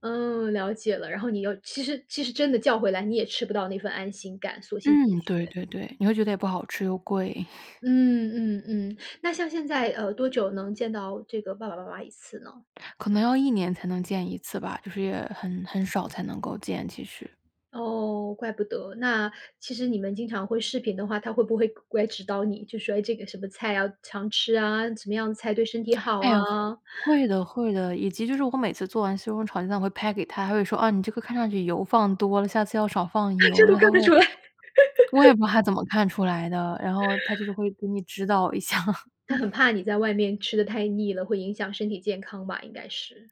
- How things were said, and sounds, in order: chuckle; other background noise; laughing while speaking: "这都看得出来"; tapping; laugh; laughing while speaking: "一下"
- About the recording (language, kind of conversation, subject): Chinese, podcast, 小时候哪道菜最能让你安心？